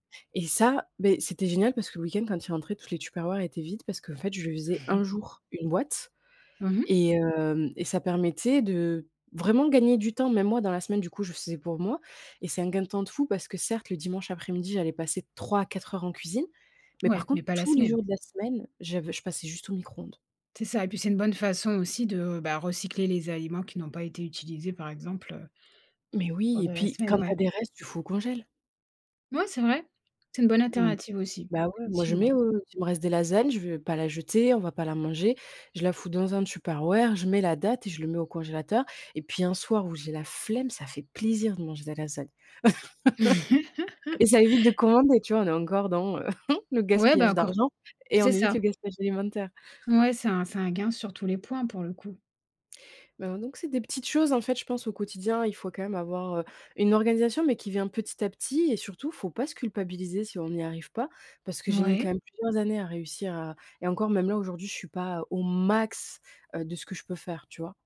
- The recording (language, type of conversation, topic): French, podcast, Comment gères-tu le gaspillage alimentaire chez toi ?
- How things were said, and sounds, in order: chuckle; other background noise; stressed: "vraiment"; stressed: "tous"; "congélateur" said as "congel"; stressed: "flemme"; stressed: "plaisir"; laugh; chuckle; stressed: "max"